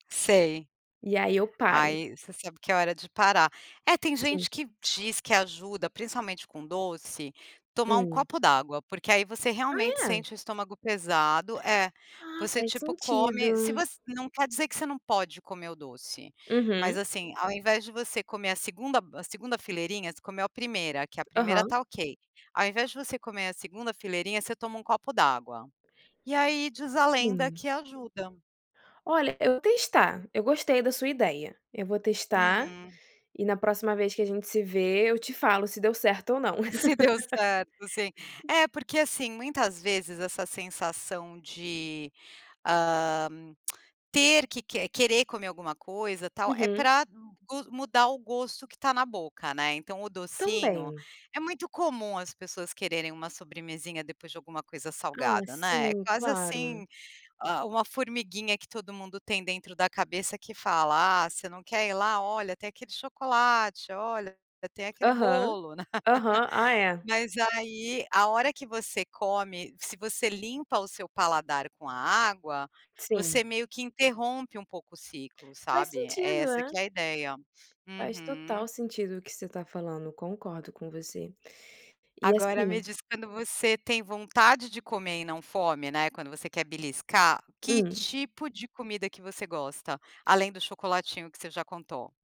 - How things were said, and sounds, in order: surprised: "Ah é?"; tapping; laughing while speaking: "Se deu certo, sim"; laugh; tongue click; laugh; other background noise
- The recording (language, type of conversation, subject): Portuguese, podcast, Como você diferencia, na prática, a fome de verdade da simples vontade de comer?